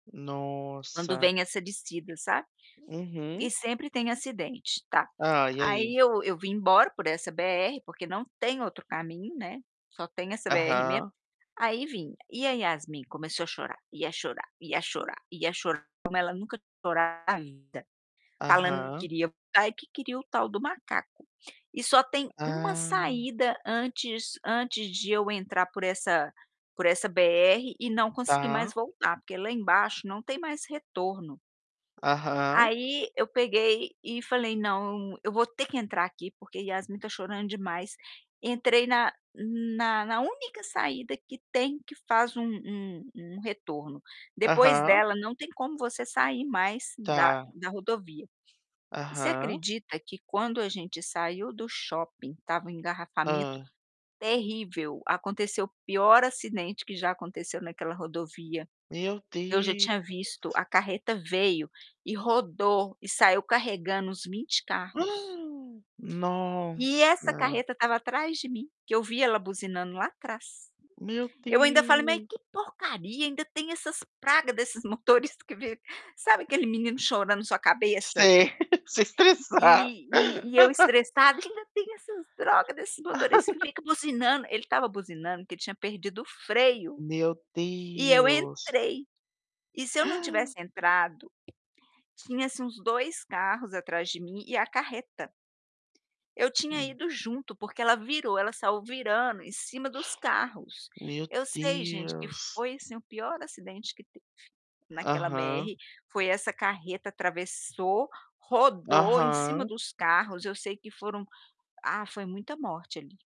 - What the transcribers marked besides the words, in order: tapping; distorted speech; other background noise; gasp; drawn out: "Nossa!"; laughing while speaking: "desses motorista que veio"; laugh; laughing while speaking: "se estressar"; laugh; laugh; gasp
- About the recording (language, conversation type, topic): Portuguese, unstructured, Como você interpreta sinais que parecem surgir nos momentos em que mais precisa?